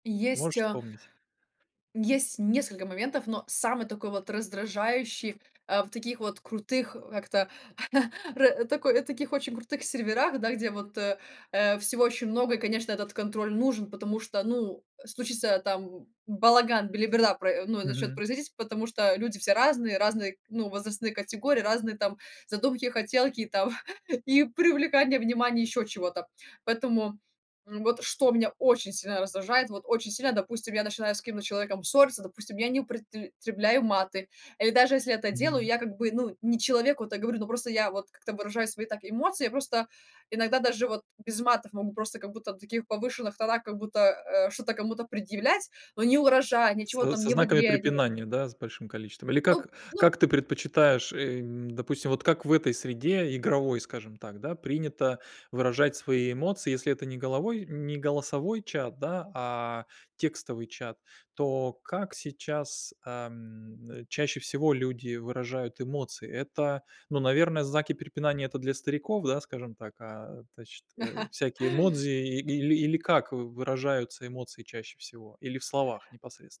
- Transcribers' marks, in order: "употребляю" said as "упротребляю"; laugh; tapping
- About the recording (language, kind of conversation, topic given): Russian, podcast, Что тебя раздражает в коллективных чатах больше всего?